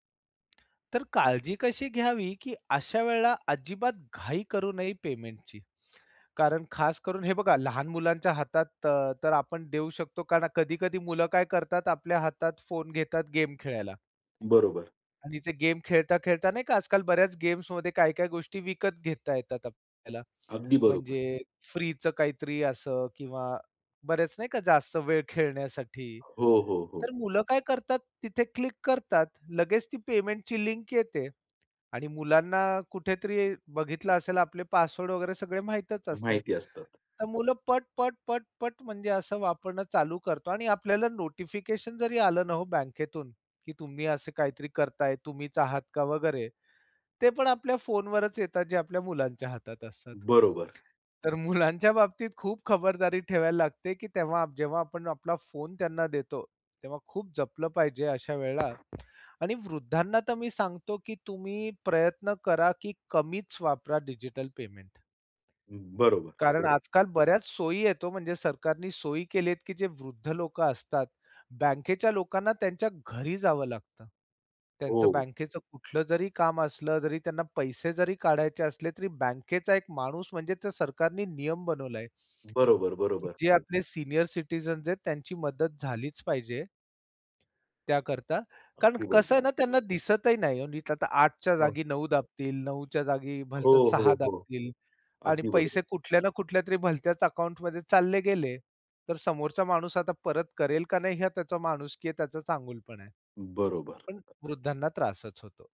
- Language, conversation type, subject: Marathi, podcast, डिजिटल पेमेंट्स वापरताना तुम्हाला कशाची काळजी वाटते?
- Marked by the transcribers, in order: other background noise; other noise; tapping; laughing while speaking: "तर मुलांच्या"; in English: "सीनियर सिटिझन्स"